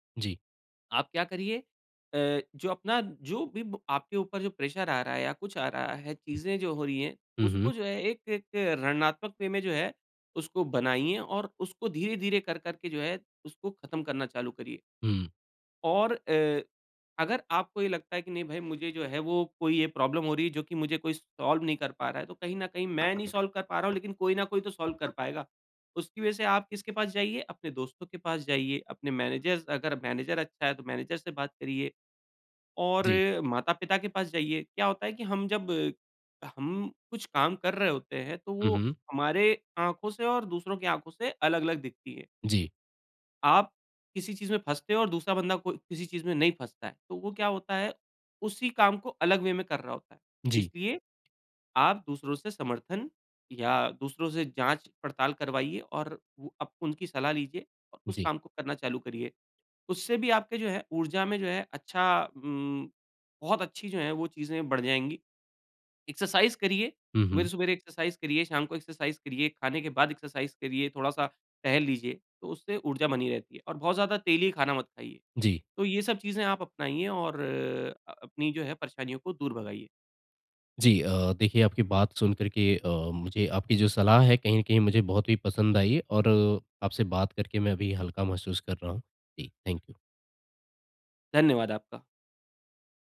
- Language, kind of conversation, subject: Hindi, advice, ऊर्जा प्रबंधन और सीमाएँ स्थापित करना
- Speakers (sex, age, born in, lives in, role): male, 25-29, India, India, user; male, 40-44, India, India, advisor
- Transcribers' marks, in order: in English: "प्रेशर"; in English: "वे"; in English: "प्रॉब्लम"; in English: "सॉल्व"; other background noise; in English: "सॉल्व"; in English: "सॉल्व"; in English: "मैनेजर"; in English: "मैनेजर"; in English: "मैनेजर"; in English: "वे"; in English: "एक्सरसाइज़"; in English: "एक्सरसाइज़"; in English: "एक्सरसाइज़"; in English: "एक्सरसाइज़"; in English: "थैंक यू"